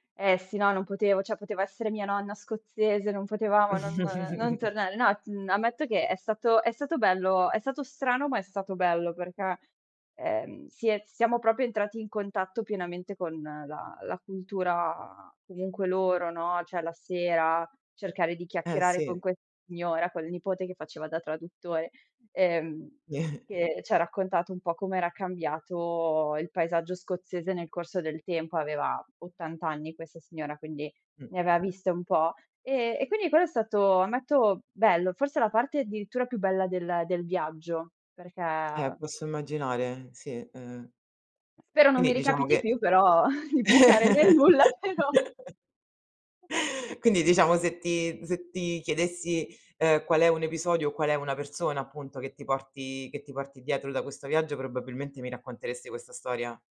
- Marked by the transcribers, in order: "cioè" said as "ceh"; chuckle; "cioè" said as "ceh"; chuckle; other background noise; laugh; chuckle; laughing while speaking: "di bucare nel nulla, però"; chuckle
- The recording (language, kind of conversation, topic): Italian, podcast, Puoi raccontarmi di un viaggio che ti ha cambiato la vita?